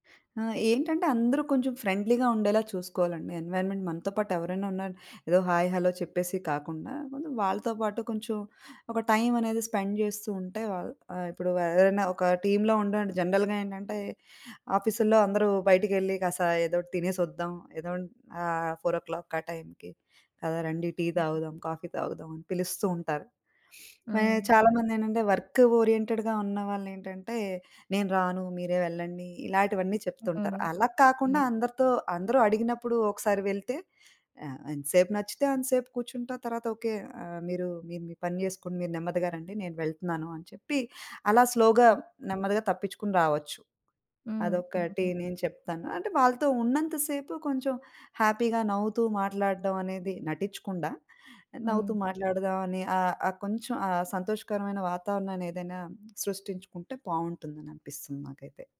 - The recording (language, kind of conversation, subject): Telugu, podcast, ఆఫీసు సంభాషణల్లో గాసిప్‌ను నియంత్రించడానికి మీ సలహా ఏమిటి?
- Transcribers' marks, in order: in English: "ఫ్రెండ్లీగా"; in English: "ఎన్వైర్మెంట్"; in English: "టైమ్"; in English: "స్పెండ్"; in English: "టీమ్‌లో"; in English: "జనరల్‌గా"; in English: "ఫోర్ ఒ క్లాక్‌కి"; other background noise; in English: "కాఫీ"; sniff; tapping; in English: "వర్క్ ఓరియెంటెడ్‌గా"; in English: "స్లోగా"; in English: "హ్యాపీ‌గా"